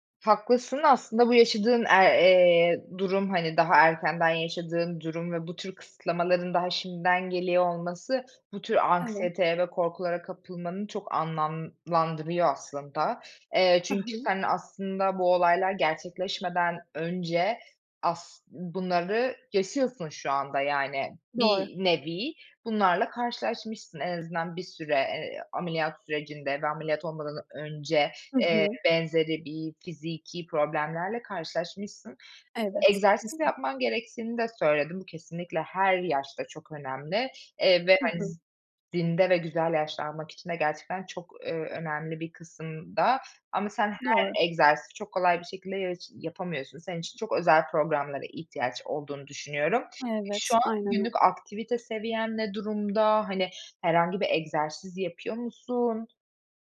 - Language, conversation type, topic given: Turkish, advice, Yaşlanma nedeniyle güç ve dayanıklılık kaybetmekten korkuyor musunuz?
- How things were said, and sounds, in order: none